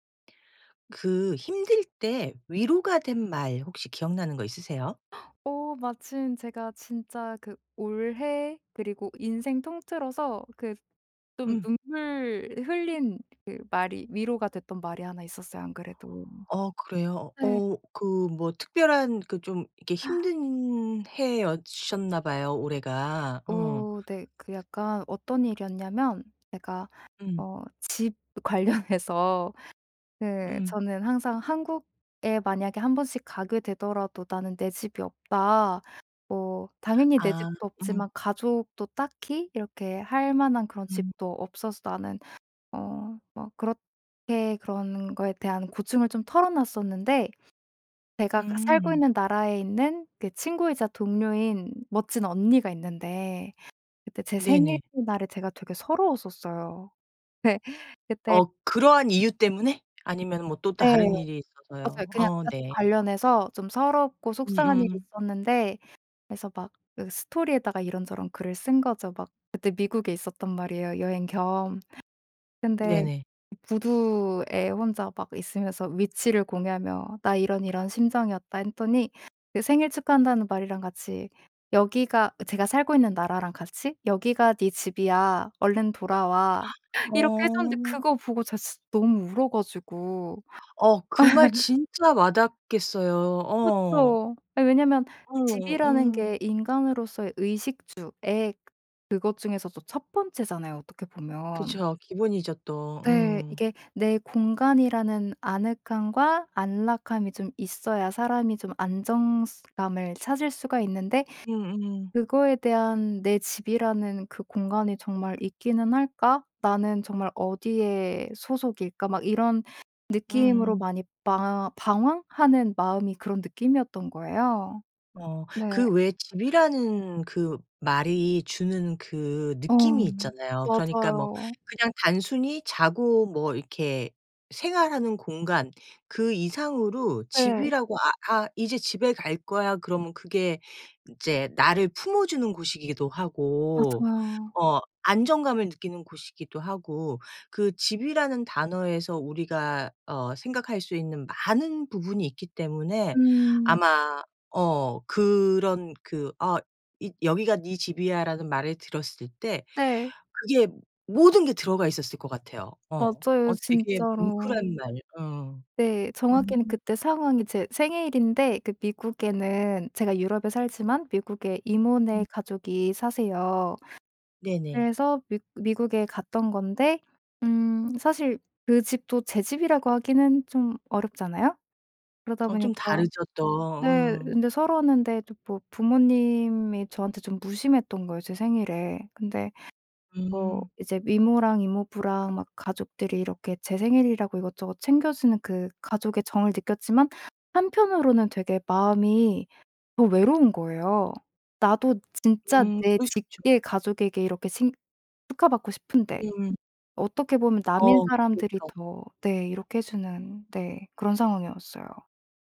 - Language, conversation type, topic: Korean, podcast, 힘들 때 가장 위로가 됐던 말은 무엇이었나요?
- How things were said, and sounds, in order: gasp; other background noise; laughing while speaking: "관련해서"; laughing while speaking: "네"; gasp; gasp; laugh; "방황" said as "방왕"